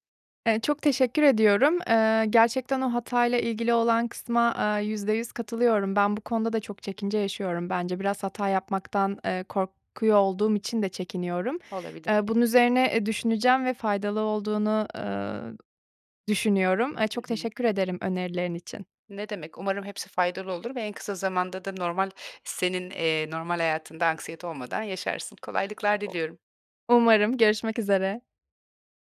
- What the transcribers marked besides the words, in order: tapping; other noise
- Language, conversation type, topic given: Turkish, advice, Anksiyete ataklarıyla başa çıkmak için neler yapıyorsunuz?